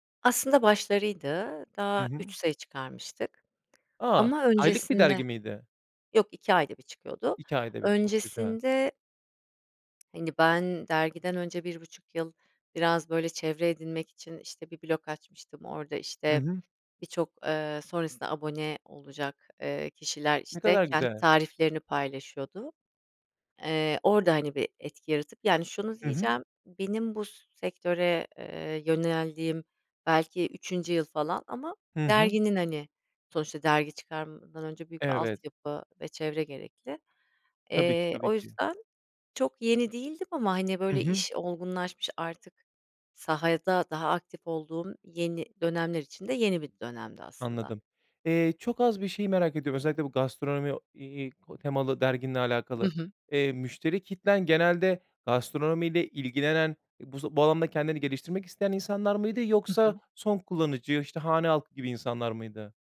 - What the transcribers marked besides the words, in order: none
- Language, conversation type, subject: Turkish, podcast, Ne zaman kendinle en çok gurur duydun?